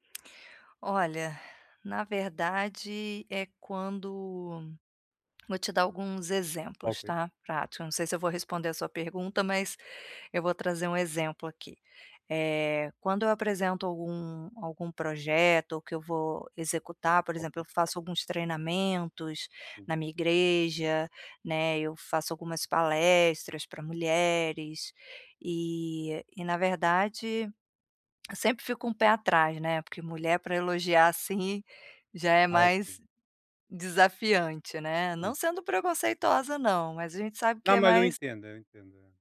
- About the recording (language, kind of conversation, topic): Portuguese, advice, Como posso aceitar elogios com mais naturalidade e sem ficar sem graça?
- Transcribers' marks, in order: none